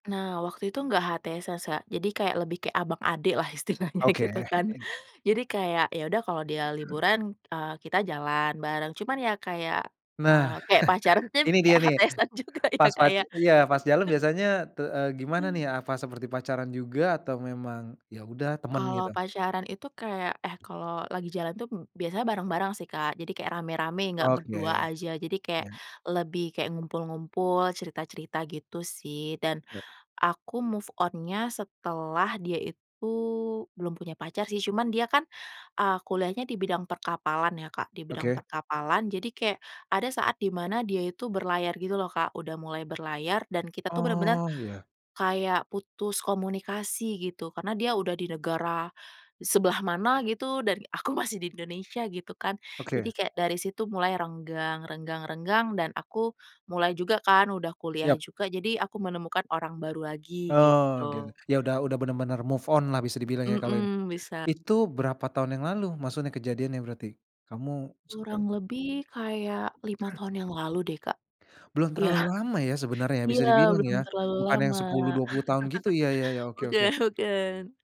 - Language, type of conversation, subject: Indonesian, podcast, Apa yang paling membantu saat susah move on?
- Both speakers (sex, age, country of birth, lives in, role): female, 30-34, Indonesia, Indonesia, guest; male, 35-39, Indonesia, Indonesia, host
- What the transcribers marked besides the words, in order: laughing while speaking: "istilahnya gitu kan"; other noise; other background noise; laugh; laughing while speaking: "kayak HTS-an juga ya Kak, ya"; laugh; tapping; in English: "move on-nya"; in English: "move on"; laugh; laughing while speaking: "Bukan"